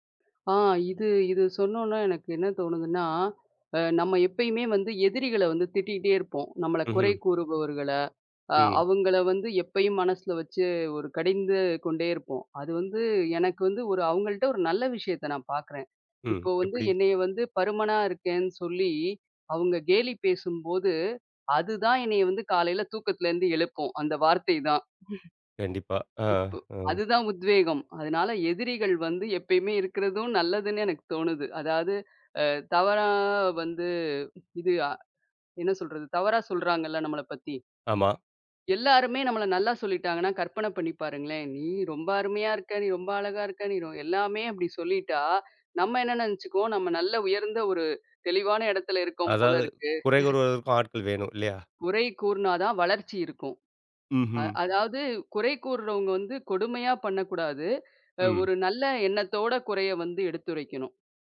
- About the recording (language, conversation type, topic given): Tamil, podcast, உத்வேகம் இல்லாதபோது நீங்கள் உங்களை எப்படி ஊக்கப்படுத்திக் கொள்வீர்கள்?
- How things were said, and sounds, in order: other background noise; drawn out: "தவறா"; chuckle